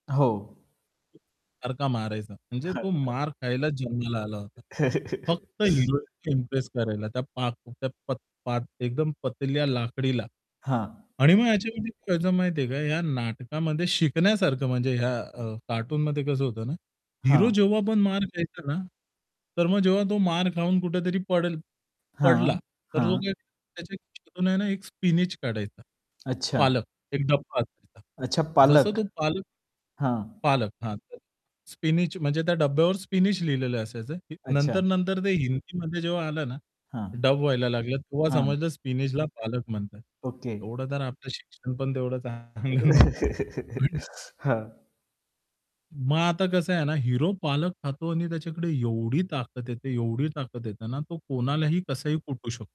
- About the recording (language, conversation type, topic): Marathi, podcast, लहानपणी तुम्हाला कोणते दूरदर्शनवरील कार्यक्रम सर्वात जास्त आवडायचे आणि का?
- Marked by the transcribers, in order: static; other background noise; chuckle; distorted speech; in English: "स्पिनच"; tapping; in English: "स्पिनच"; in English: "स्पिनच"; in English: "स्पिनचला"; laughing while speaking: "तेवढं चांगलं नव्हतं"; chuckle